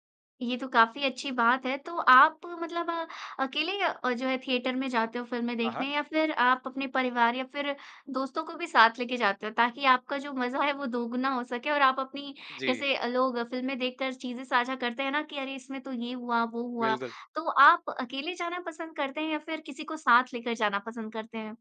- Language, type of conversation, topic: Hindi, podcast, ओटीटी पर आप क्या देखना पसंद करते हैं और उसे कैसे चुनते हैं?
- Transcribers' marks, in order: none